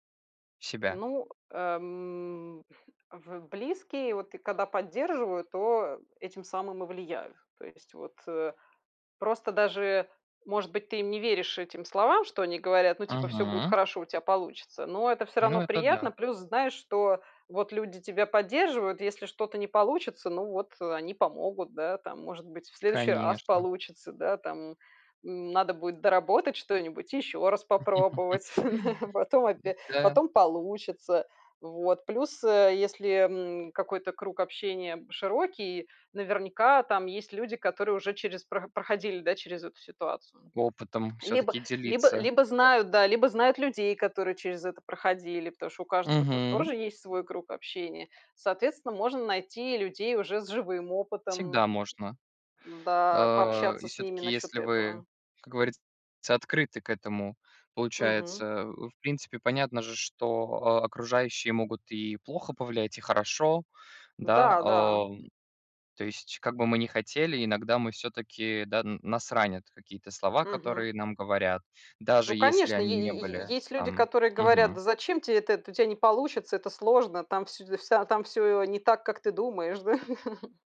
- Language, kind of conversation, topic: Russian, unstructured, Что делает вас счастливым в том, кем вы являетесь?
- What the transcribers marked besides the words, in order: other noise; laugh; laugh; tapping; laugh